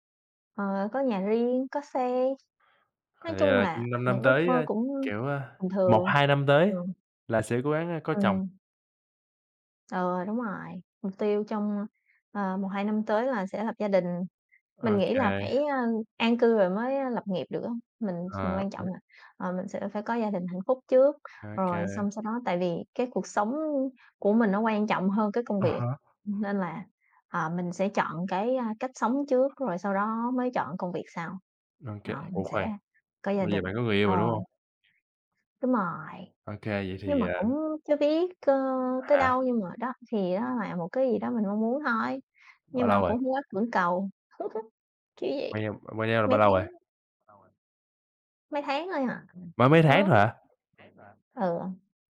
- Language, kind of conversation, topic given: Vietnamese, unstructured, Bạn muốn đạt được điều gì trong 5 năm tới?
- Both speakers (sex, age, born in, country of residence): female, 30-34, Vietnam, Vietnam; male, 25-29, Vietnam, United States
- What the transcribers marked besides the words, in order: tapping; other background noise; chuckle; background speech